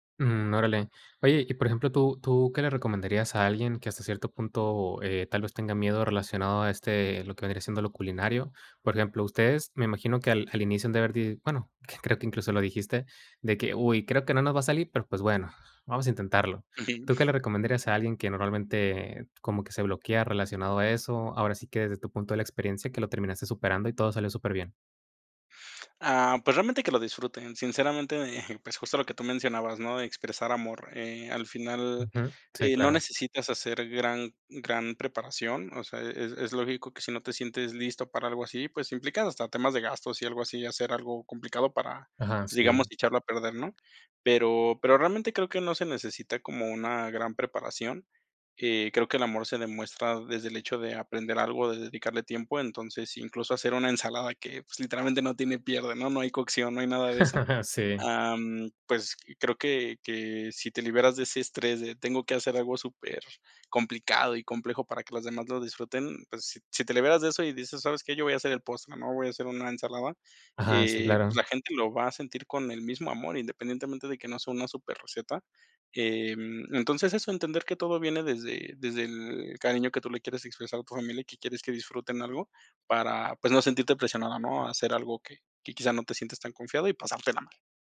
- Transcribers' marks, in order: unintelligible speech; giggle; laugh; tapping
- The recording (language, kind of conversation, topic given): Spanish, podcast, ¿Qué comida festiva recuerdas siempre con cariño y por qué?